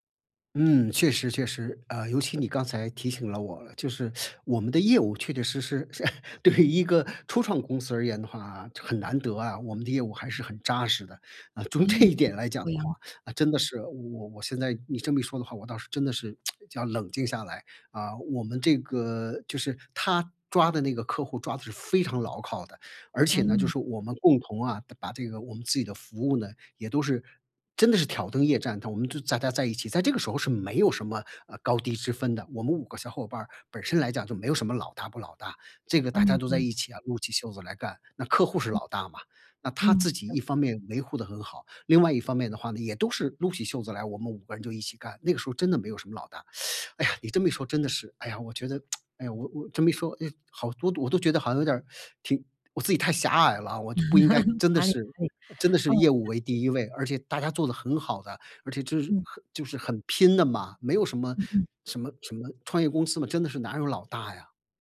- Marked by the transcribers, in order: teeth sucking; laugh; laughing while speaking: "是对于一个"; laughing while speaking: "从这一点来讲的话"; tsk; "大家" said as "扎扎"; teeth sucking; tsk; teeth sucking; laugh
- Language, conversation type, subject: Chinese, advice, 我如何在创业初期有效组建并管理一支高效团队？